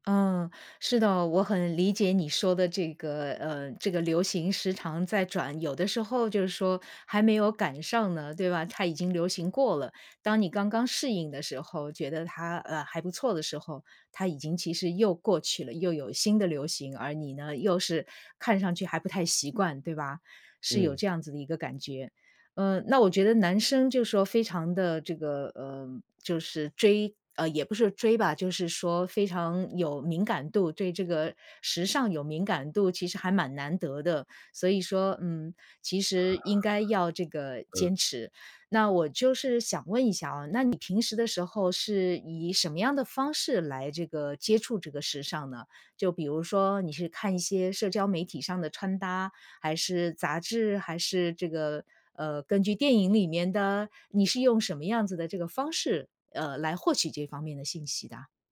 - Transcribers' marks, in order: other background noise; chuckle
- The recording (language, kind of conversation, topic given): Chinese, advice, 我总是挑不到合适的衣服怎么办？